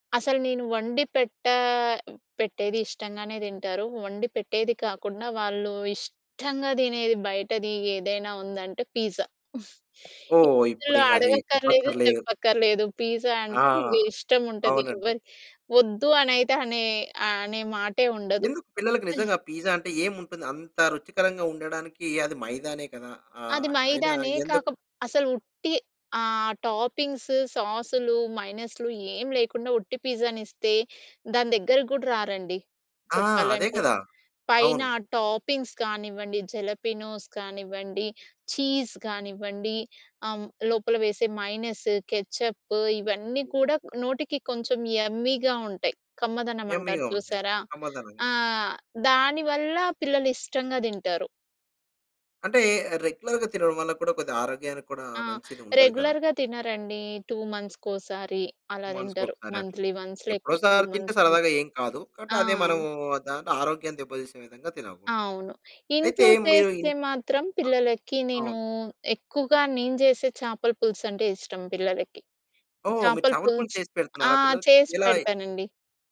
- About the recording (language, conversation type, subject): Telugu, podcast, చిన్నప్పుడు మీకు అత్యంత ఇష్టమైన వంటకం ఏది?
- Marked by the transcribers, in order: stressed: "ఇష్టంగా"; in English: "పిజ్జా"; chuckle; in English: "పిజ్జా"; other noise; in English: "పిజ్జా"; in English: "టాపింగ్స్"; in English: "పిజ్జాని"; in English: "టాపింగ్స్"; in English: "జలపనోస్"; in English: "చీజ్"; in English: "మైనీస్"; in English: "యమ్మీగా"; in English: "యమ్మీ‌గా"; tapping; in English: "రెగ్యులర్‌గా"; in English: "రెగ్యులర్‌గా"; in English: "టూ మంత్స్‌కోసారి"; in English: "టూ మంత్స్‌కి"; in English: "మం‌త్‌లీ వన్స్"; in English: "టూ మంత్స్"; other background noise